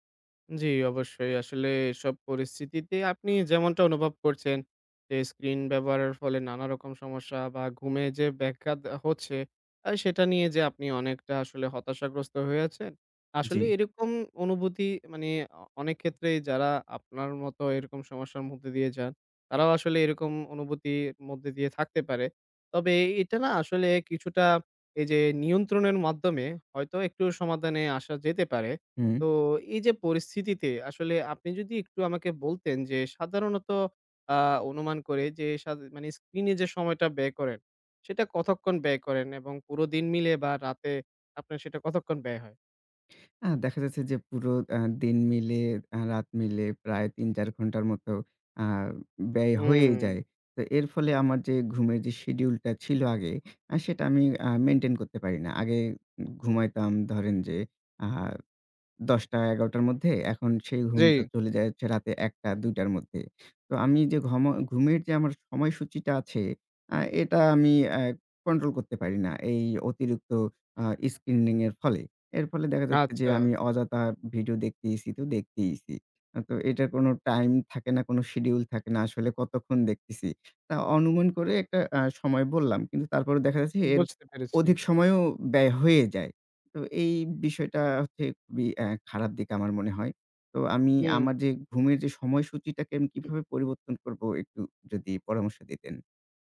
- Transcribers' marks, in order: "অনুভূতির" said as "অনুবুতি"; "সমাধানে" said as "সমাদানে"; "অযথা" said as "অজতা"; "দেখতেছি" said as "দেখতেইছি"; "দেখতেছি" said as "দেখতেইছি"; other noise
- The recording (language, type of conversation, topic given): Bengali, advice, আপনি কি স্ক্রিনে বেশি সময় কাটানোর কারণে রাতে ঠিকমতো বিশ্রাম নিতে সমস্যায় পড়ছেন?